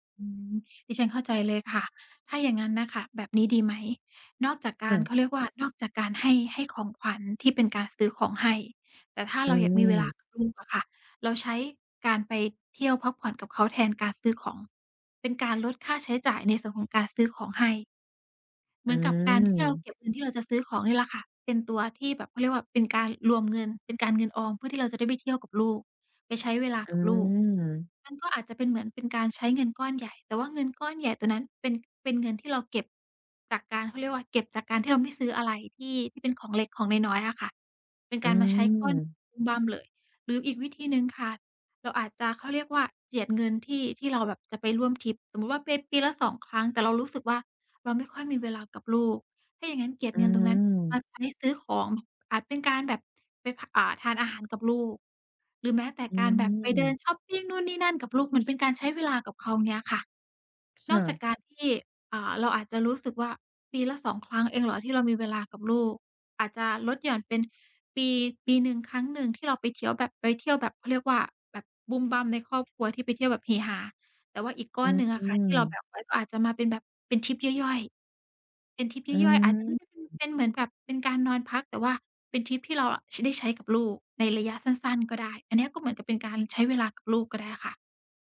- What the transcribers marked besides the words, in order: other background noise; drawn out: "อืม"; other noise; tapping
- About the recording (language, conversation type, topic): Thai, advice, ฉันจะปรับทัศนคติเรื่องการใช้เงินให้ดีขึ้นได้อย่างไร?